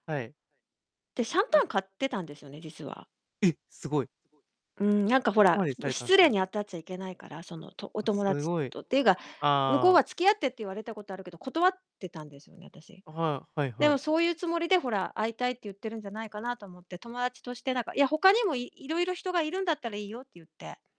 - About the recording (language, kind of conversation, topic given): Japanese, advice, 新しい恋に踏み出すのが怖くてデートを断ってしまうのですが、どうしたらいいですか？
- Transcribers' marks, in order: distorted speech; background speech